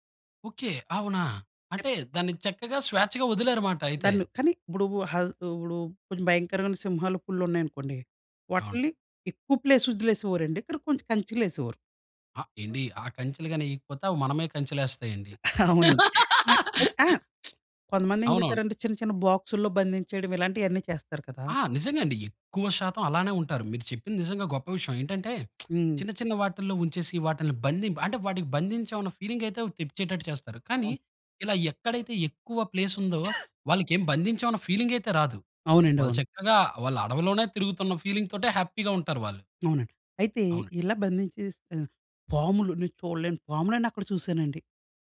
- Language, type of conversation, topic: Telugu, podcast, ప్రకృతిలో మీరు అనుభవించిన అద్భుతమైన క్షణం ఏమిటి?
- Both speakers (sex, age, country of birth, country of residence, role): male, 30-34, India, India, guest; male, 30-34, India, India, host
- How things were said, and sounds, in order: other noise; in English: "ప్లేస్"; laughing while speaking: "అవునండి"; lip smack; laugh; in English: "బాక్సుల్లో"; lip smack; in English: "ఫీలింగ్"; in English: "ప్లేస్"; cough; in English: "ఫీలింగ్"; in English: "ఫీలింగ్"; in English: "హ్యాపీగా"